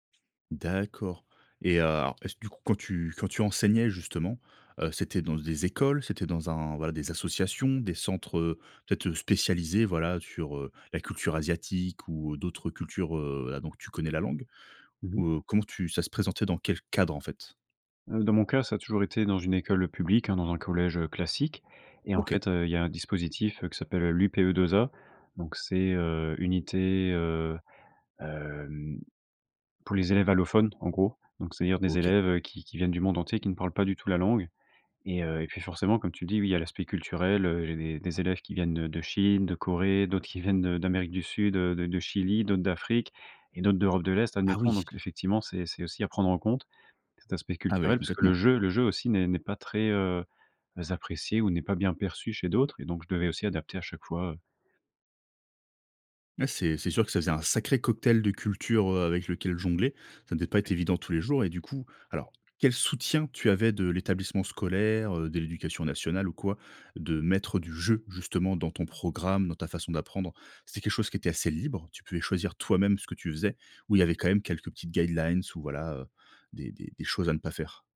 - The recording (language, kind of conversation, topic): French, podcast, Comment le jeu peut-il booster l’apprentissage, selon toi ?
- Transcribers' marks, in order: drawn out: "hem"; stressed: "sacré"; stressed: "jeu"; stressed: "toi-même"; in English: "guidelines"